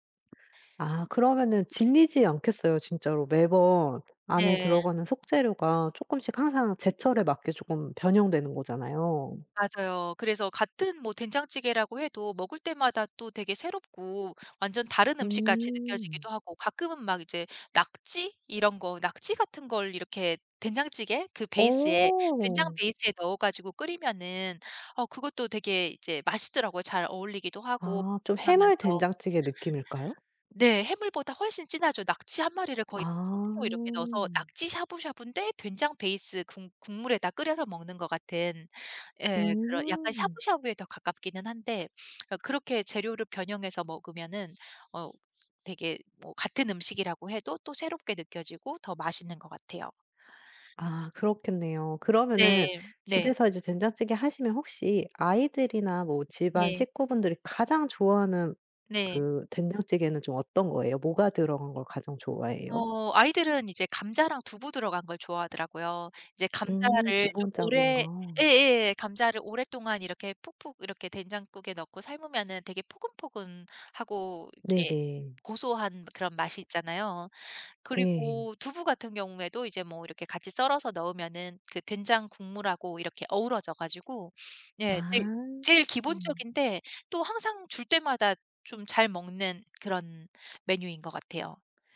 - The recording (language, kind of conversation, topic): Korean, podcast, 가장 좋아하는 집밥은 무엇인가요?
- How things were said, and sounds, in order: other background noise